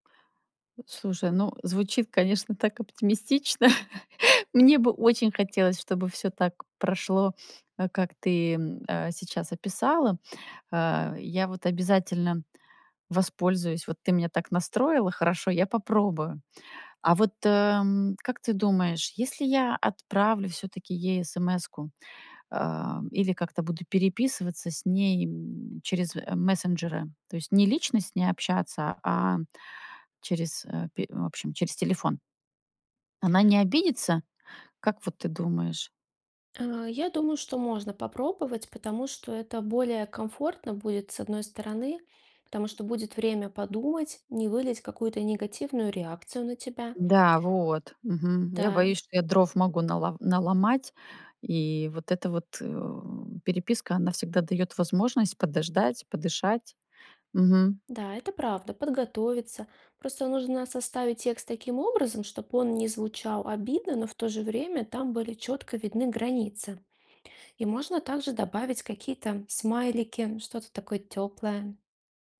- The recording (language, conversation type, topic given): Russian, advice, Как мне правильно дистанцироваться от токсичного друга?
- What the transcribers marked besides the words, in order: chuckle; other background noise